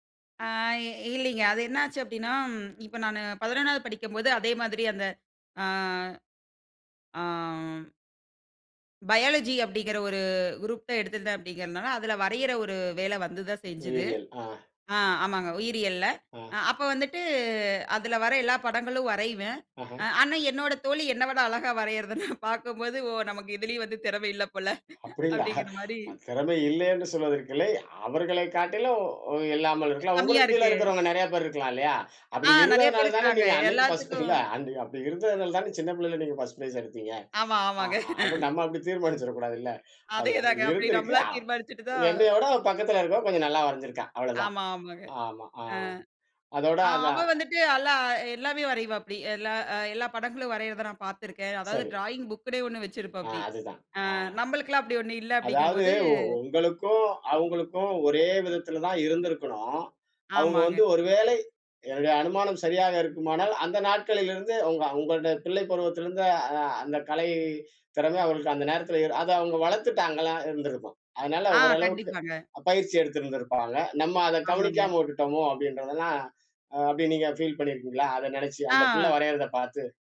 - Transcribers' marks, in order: in English: "பயாலஜி"; in English: "குரூப்"; laughing while speaking: "அ ஆனா, என்னோட தோழி என்ன … போல அப்டீங்குற மாரி"; laughing while speaking: "அப்பிடி இல்ல. தெறமை இல்லேன்னு சொல்வதற்கில்லை … கொஞ்சம் நல்லா வரைஞ்சிருக்கா"; chuckle; laughing while speaking: "அதேதாங்க. அப்புடி நம்மளா தீர்மானிச்சிட்டு தான்"; in English: "ட்ராயிங் புக்குன்னே"
- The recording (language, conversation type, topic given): Tamil, podcast, பள்ளிக்கால நினைவுகளில் உங்களுக்கு மிகவும் முக்கியமாக நினைவில் நிற்கும் ஒரு அனுபவம் என்ன?